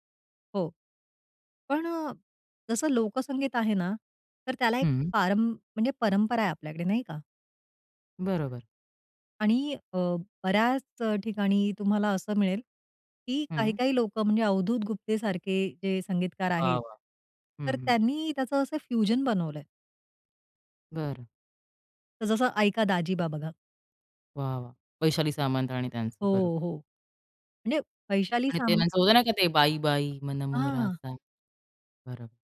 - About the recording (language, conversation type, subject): Marathi, podcast, लोकसंगीत आणि पॉपमधला संघर्ष तुम्हाला कसा जाणवतो?
- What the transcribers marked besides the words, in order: in English: "फ्यूजन"